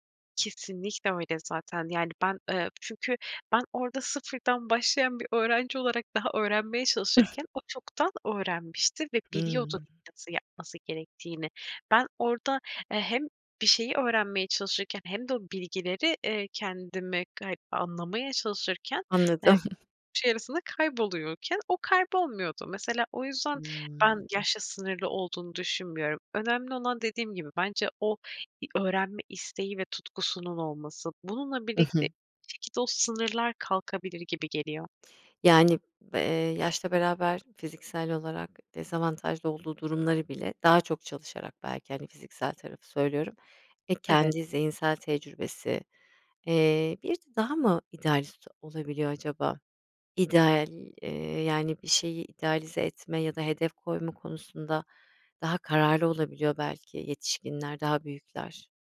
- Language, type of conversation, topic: Turkish, podcast, Öğrenmenin yaşla bir sınırı var mı?
- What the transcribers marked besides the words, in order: other noise; unintelligible speech; chuckle; tapping